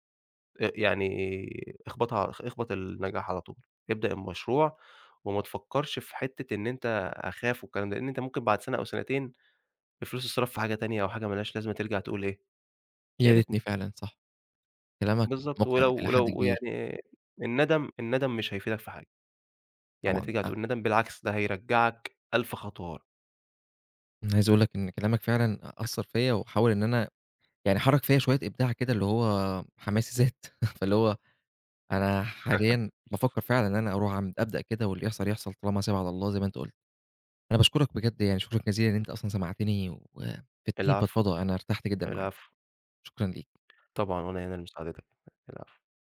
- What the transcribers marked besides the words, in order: laughing while speaking: "زاد"; laugh; tapping
- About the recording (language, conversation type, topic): Arabic, advice, إزاي أقدر أتخطّى إحساس العجز عن إني أبدأ مشروع إبداعي رغم إني متحمّس وعندي رغبة؟